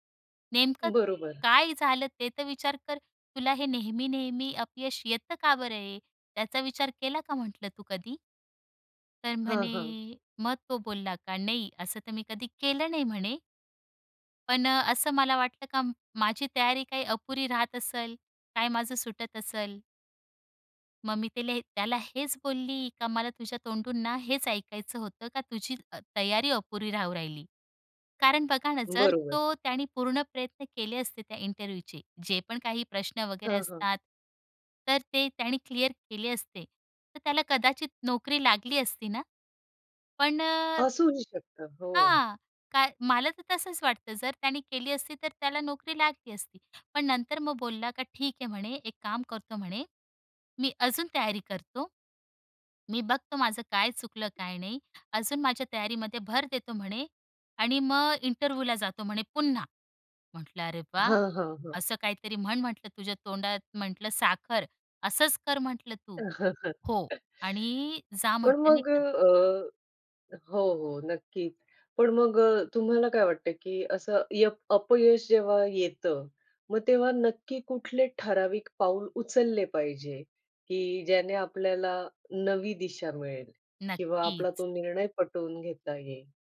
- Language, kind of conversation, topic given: Marathi, podcast, कधी अपयशामुळे तुमची वाटचाल बदलली आहे का?
- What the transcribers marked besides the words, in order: in English: "इंटरव्ह्यूचे"; other background noise; in English: "इंटरव्ह्यूला"; chuckle